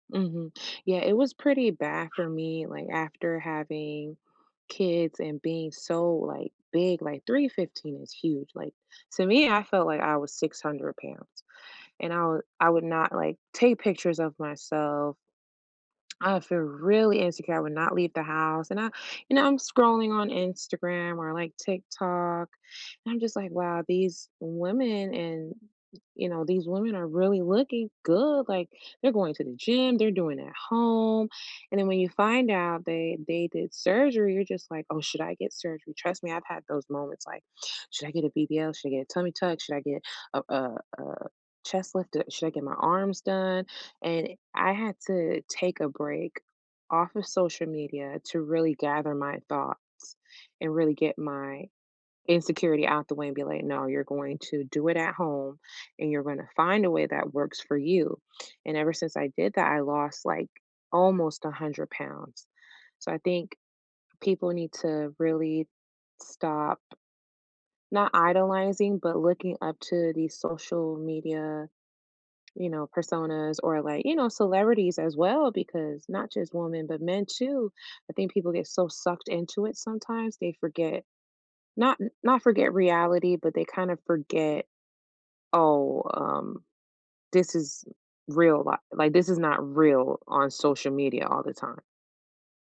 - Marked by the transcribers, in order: other background noise; tapping
- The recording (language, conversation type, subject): English, unstructured, How does social media influence body image?
- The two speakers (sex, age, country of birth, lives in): female, 30-34, South Korea, United States; male, 30-34, United States, United States